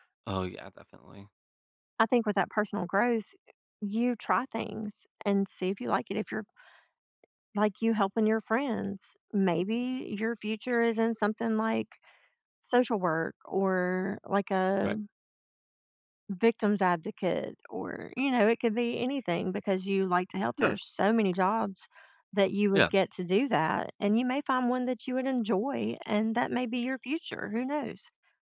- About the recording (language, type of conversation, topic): English, unstructured, How can I make space for personal growth amid crowded tasks?
- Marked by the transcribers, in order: tapping; other background noise